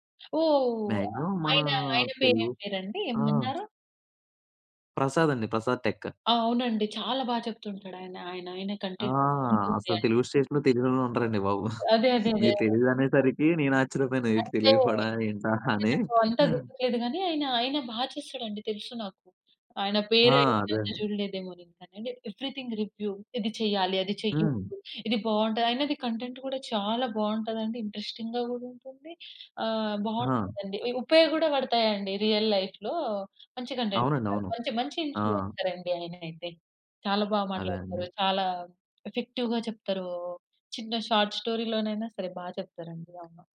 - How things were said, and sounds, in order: in English: "మాక్సిమం"; other background noise; in English: "టెక్"; in English: "కంటెంట్"; in English: "స్టేట్‌లో"; giggle; giggle; unintelligible speech; unintelligible speech; in English: "ఎవరీథింగ్ రివ్యూ"; in English: "కంటెంట్"; in English: "ఇంట్రెస్టింగ్‌గా"; in English: "రియల్ లైఫ్‌లో"; in English: "కంటెంట్"; unintelligible speech; in English: "ఇన్‌ఫ్లూ‌యన్సర్"; in English: "ఎఫెక్టివ్‌గా"; in English: "షార్ట్ స్టోరీ‌లోనైనా"; tapping
- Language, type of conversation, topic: Telugu, podcast, మీరు సోషల్‌మీడియా ఇన్‌ఫ్లూఎన్సర్‌లను ఎందుకు అనుసరిస్తారు?